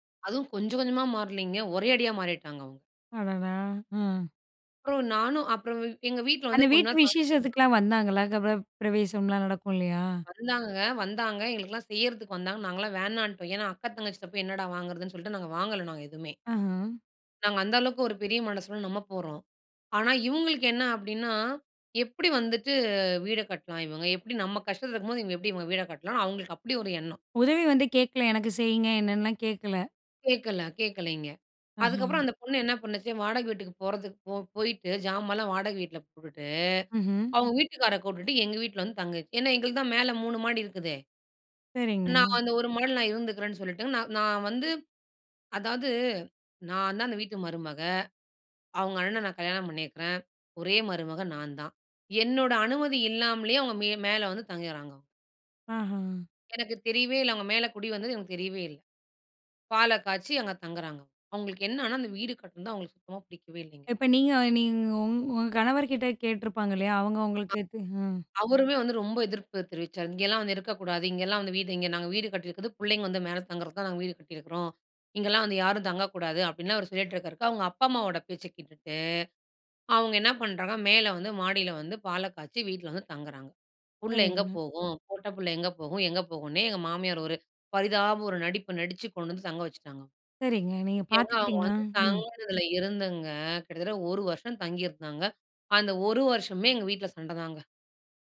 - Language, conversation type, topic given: Tamil, podcast, உறவுகளில் மாற்றங்கள் ஏற்படும் போது நீங்கள் அதை எப்படிச் சமாளிக்கிறீர்கள்?
- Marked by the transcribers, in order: anticipating: "அந்த வீட்டு விசேஷத்துக்கலாம் வந்தாங்களா? கரவப் பிரவேசம்லா நடக்கும் இல்லயா"; "கிரகப்" said as "கரவப்"; "கேட்டிருப்பாங்க" said as "கேட்ருப்பாங்க"; "பேச்சை" said as "பேச்ச"; "பண்ணுறாங்க" said as "பண்றாங்க"; "பாலை" said as "பால"; "சண்டைதாங்க" said as "சண்டதாங்க"